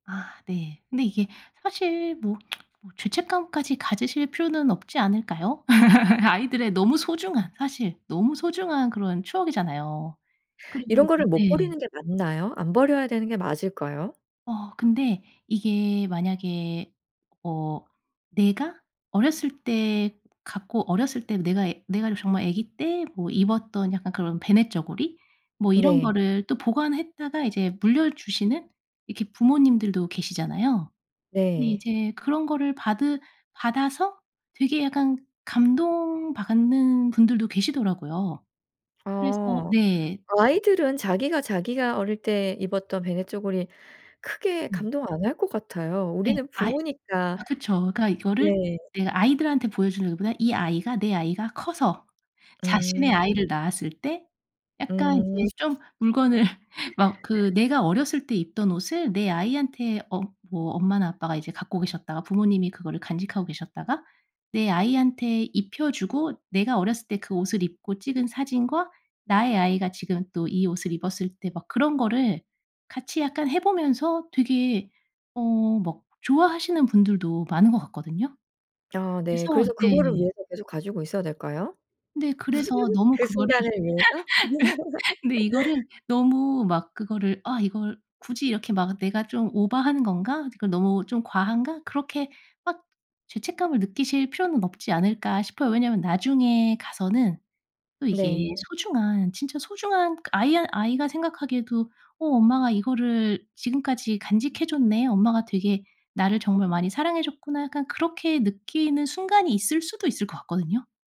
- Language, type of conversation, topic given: Korean, advice, 물건을 버릴 때 죄책감이 들어 정리를 미루게 되는데, 어떻게 하면 좋을까요?
- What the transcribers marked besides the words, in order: tsk; laugh; laughing while speaking: "물건을"; laugh; other background noise; laugh